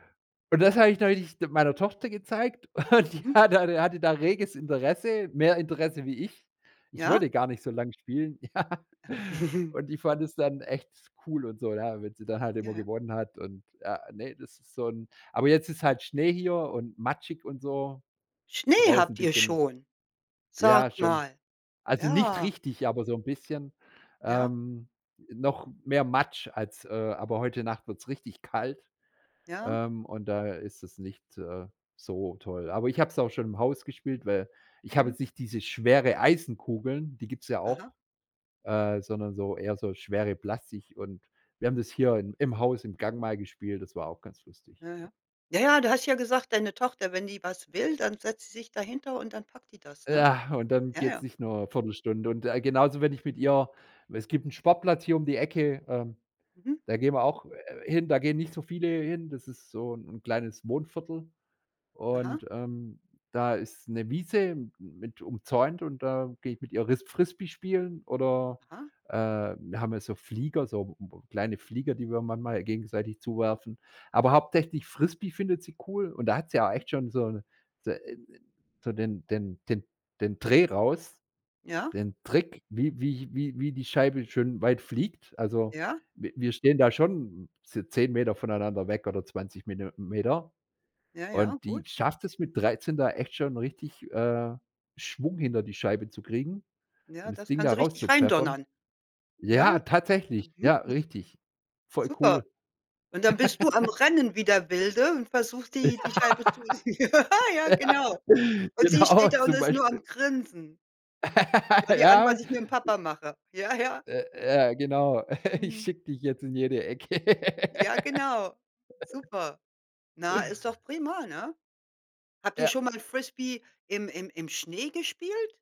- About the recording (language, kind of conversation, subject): German, podcast, Wann gerätst du bei deinem Hobby so richtig in den Flow?
- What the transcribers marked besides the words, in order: laughing while speaking: "Und die hatte da"; chuckle; laughing while speaking: "ja"; laugh; laughing while speaking: "Ja, ja, genau zum Beispiel"; unintelligible speech; laugh; laugh; laughing while speaking: "Ja"; other background noise; laughing while speaking: "Ja"; laugh; laughing while speaking: "Ecke"; laugh